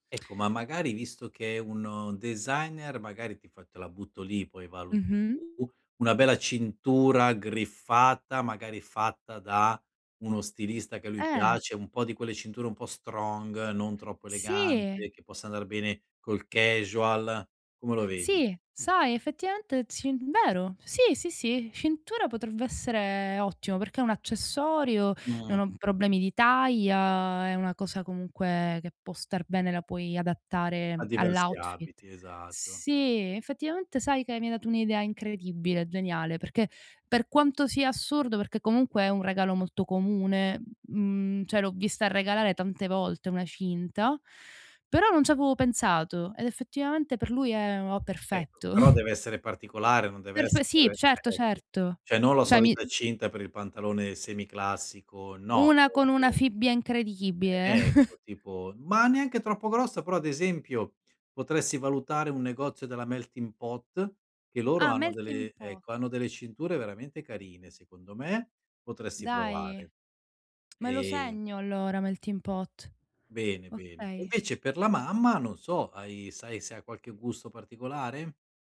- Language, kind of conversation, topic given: Italian, advice, Come posso trovare regali davvero significativi per amici e familiari quando sono a corto di idee?
- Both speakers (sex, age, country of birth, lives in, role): female, 30-34, Italy, Germany, user; male, 50-54, Italy, Italy, advisor
- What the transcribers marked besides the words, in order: in English: "strong"; other background noise; "cioè" said as "ceh"; chuckle; "Cioè" said as "ceh"; "Cioè" said as "ceh"; chuckle